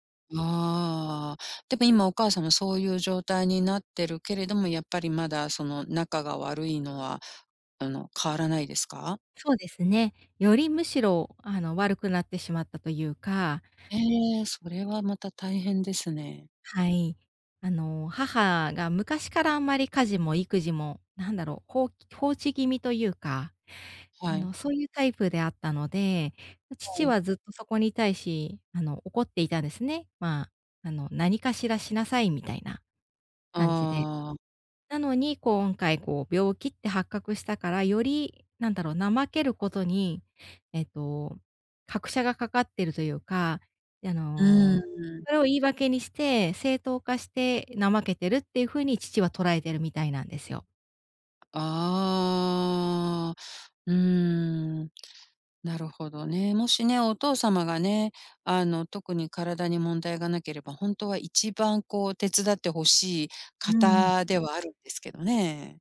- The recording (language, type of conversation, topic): Japanese, advice, 介護と仕事をどのように両立すればよいですか？
- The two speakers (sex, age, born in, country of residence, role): female, 35-39, Japan, Japan, user; female, 55-59, Japan, United States, advisor
- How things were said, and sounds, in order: other background noise